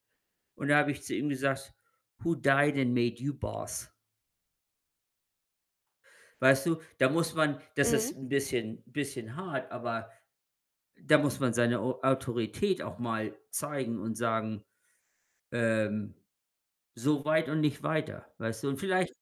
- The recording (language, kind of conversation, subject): German, unstructured, Was motiviert dich bei der Arbeit am meisten?
- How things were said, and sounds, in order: in English: "Who died and made you boss?"; other background noise; static